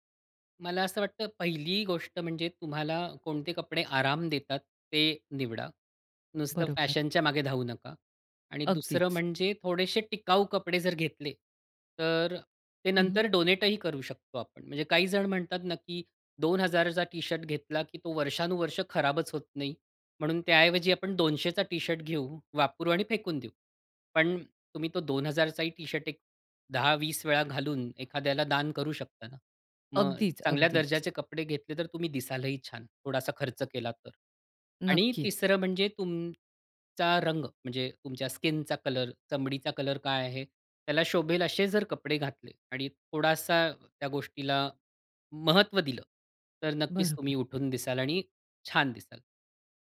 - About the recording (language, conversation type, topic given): Marathi, podcast, फॅशनसाठी तुम्हाला प्रेरणा कुठून मिळते?
- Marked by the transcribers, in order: in English: "डोनेटही"